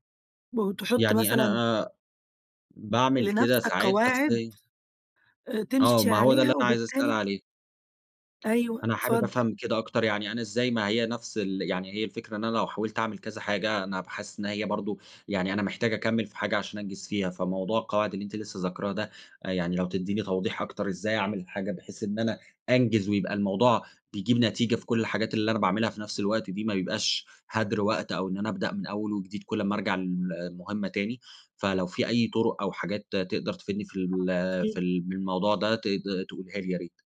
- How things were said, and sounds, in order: unintelligible speech
- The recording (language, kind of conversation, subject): Arabic, advice, إزاي بتوصف تجربتك في التنقل دايمًا بين كذا مهمة من غير ما تخلص ولا واحدة؟